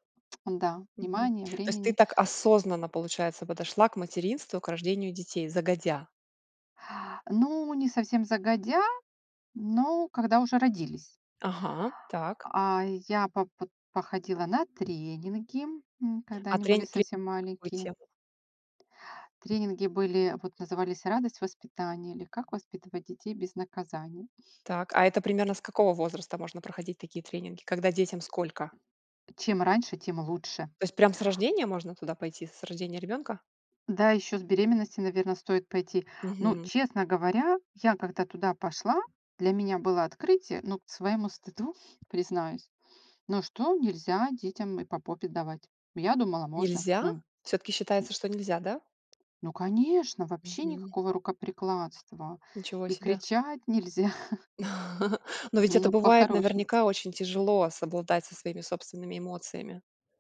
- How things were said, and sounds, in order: lip smack; chuckle; chuckle; tapping
- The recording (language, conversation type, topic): Russian, podcast, Что для тебя значит быть хорошим родителем?